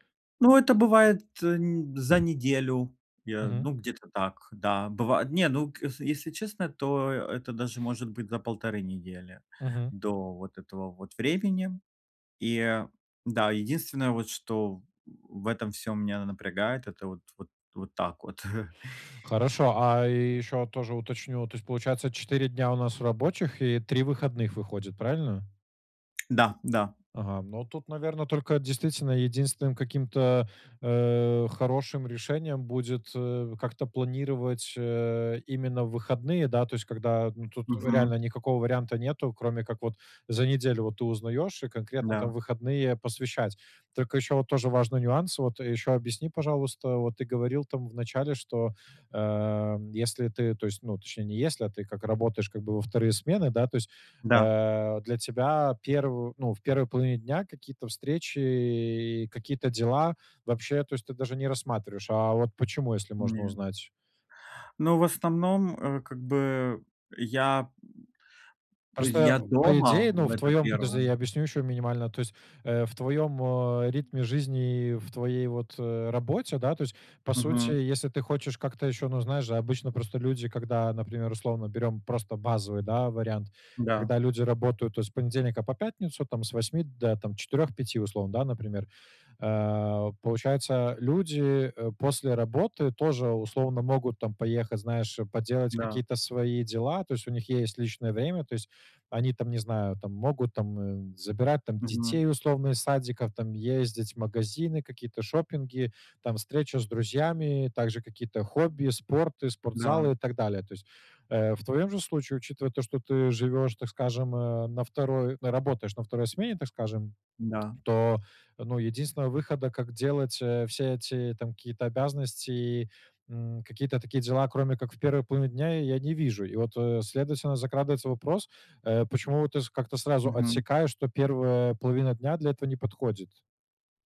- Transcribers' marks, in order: other background noise; chuckle; tapping
- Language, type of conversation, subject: Russian, advice, Как лучше распределять работу и личное время в течение дня?
- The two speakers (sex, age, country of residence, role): male, 25-29, Poland, advisor; male, 35-39, Netherlands, user